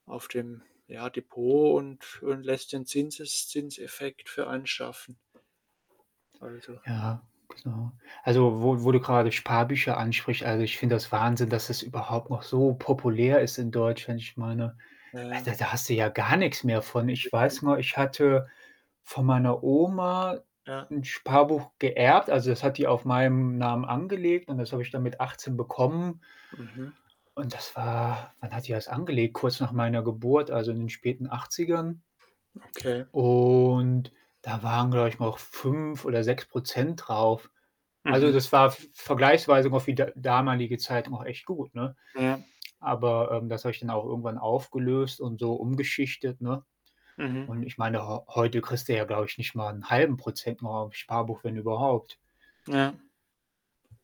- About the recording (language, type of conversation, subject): German, unstructured, Wie wichtig ist es, früh mit dem Sparen anzufangen?
- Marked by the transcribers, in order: other background noise; tapping; static; unintelligible speech; drawn out: "Und"